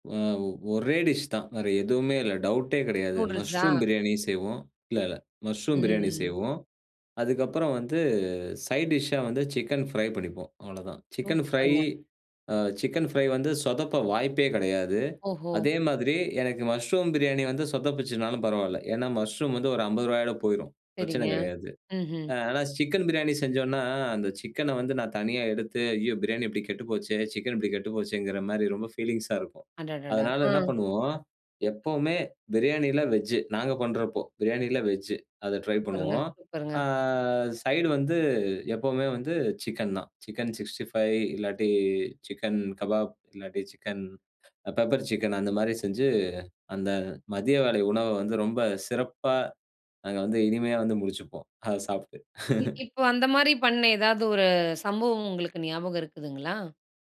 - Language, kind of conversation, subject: Tamil, podcast, நண்பருக்கு மன ஆறுதல் தர நீங்கள் என்ன சமைப்பீர்கள்?
- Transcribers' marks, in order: other background noise; laugh